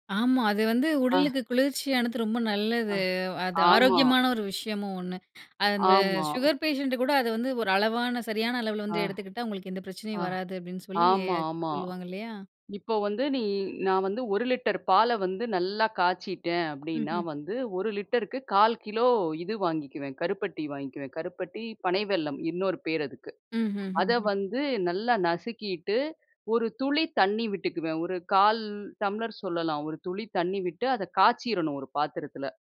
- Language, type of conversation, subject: Tamil, podcast, பண்டிகை இனிப்புகளை வீட்டிலேயே எப்படி சமைக்கிறாய்?
- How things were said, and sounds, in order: other noise; in English: "சுகர் பேஷண்ட்"